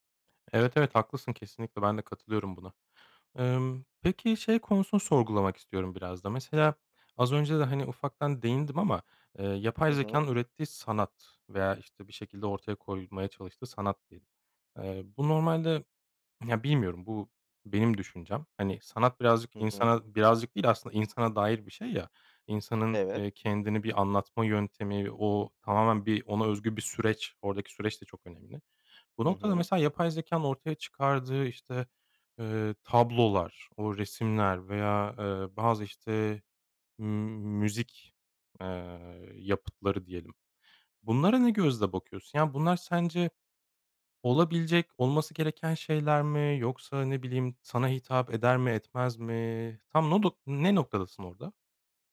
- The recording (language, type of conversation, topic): Turkish, podcast, Yapay zekâ, hayat kararlarında ne kadar güvenilir olabilir?
- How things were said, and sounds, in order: none